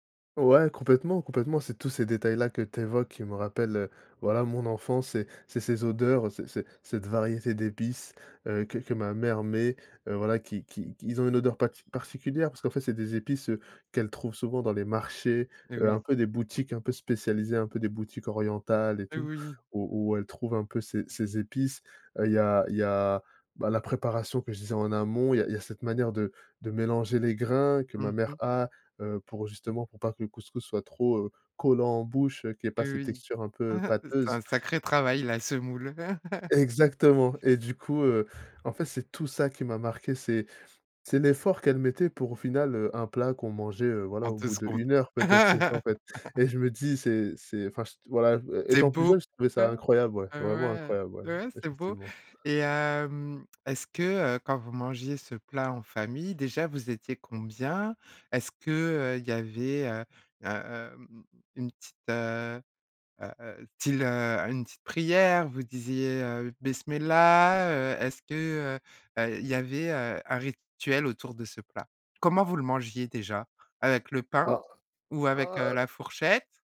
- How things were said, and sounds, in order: tapping; chuckle; chuckle; laugh; put-on voice: "Bismillah"; stressed: "rituel"; stressed: "fourchette"
- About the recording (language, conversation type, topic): French, podcast, Quel plat de famille te ramène directement en enfance ?